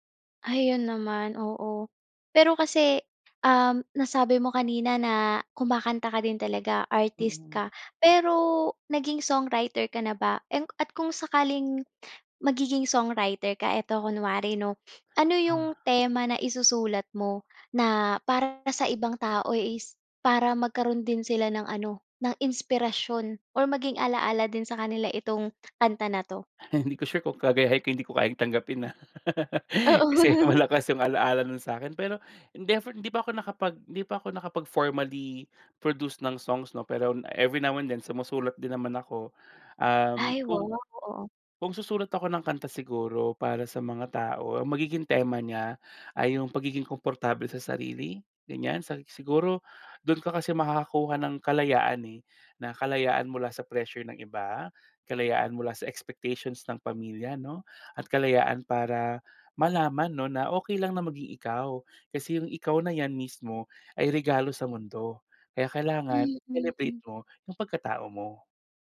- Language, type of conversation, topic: Filipino, podcast, May kanta ka bang may koneksyon sa isang mahalagang alaala?
- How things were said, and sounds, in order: tapping; chuckle; unintelligible speech; laugh; laughing while speaking: "Kasi malakas yung alaala no'n sa'kin"; chuckle; wind; other background noise; in English: "every now and then"